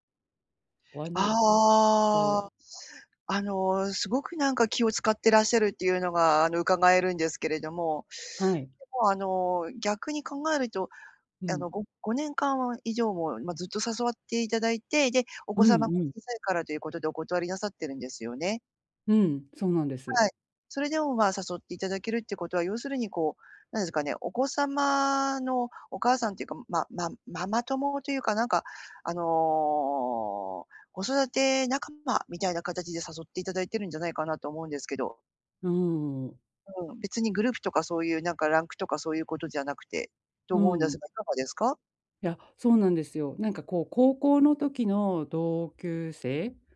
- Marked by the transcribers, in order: tapping; other background noise
- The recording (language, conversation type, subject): Japanese, advice, 友人の集まりで孤立しないためにはどうすればいいですか？